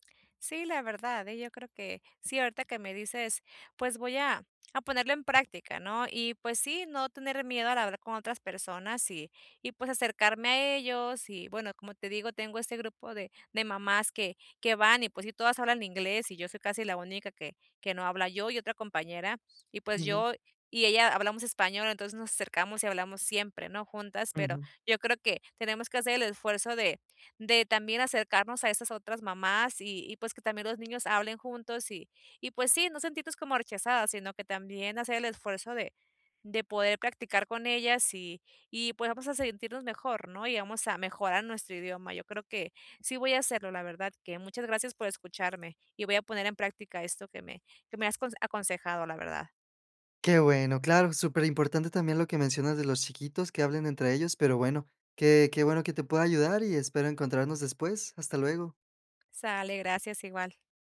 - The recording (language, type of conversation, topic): Spanish, advice, ¿Cómo puedo manejar la inseguridad al hablar en un nuevo idioma después de mudarme?
- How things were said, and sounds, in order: other background noise; tapping